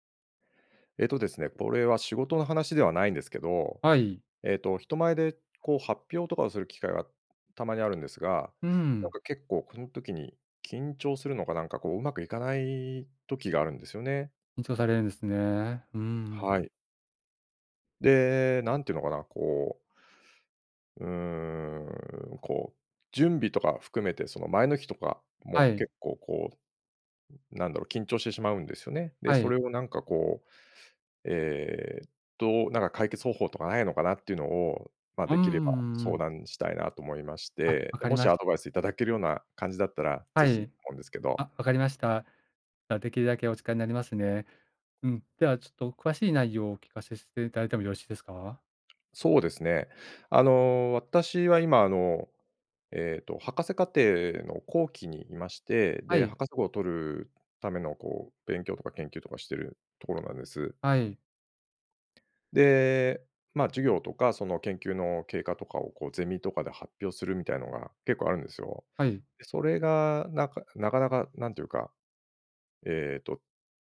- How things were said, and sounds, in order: tapping; other background noise
- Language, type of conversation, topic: Japanese, advice, 会議や発表で自信を持って自分の意見を表現できないことを改善するにはどうすればよいですか？